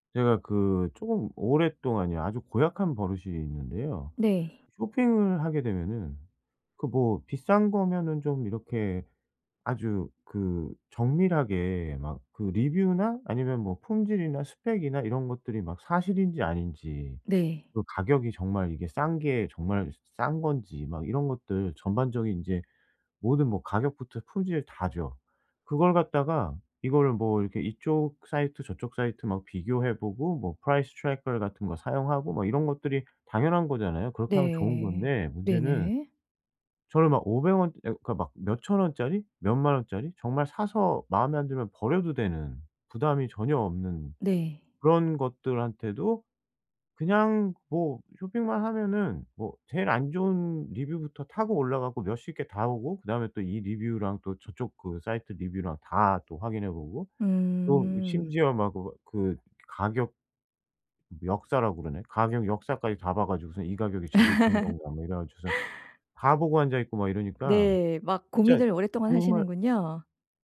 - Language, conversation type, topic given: Korean, advice, 온라인 쇼핑할 때 제품 품질이 걱정될 때 어떻게 안심할 수 있나요?
- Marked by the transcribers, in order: put-on voice: "price tracker"; in English: "price tracker"; other background noise; laugh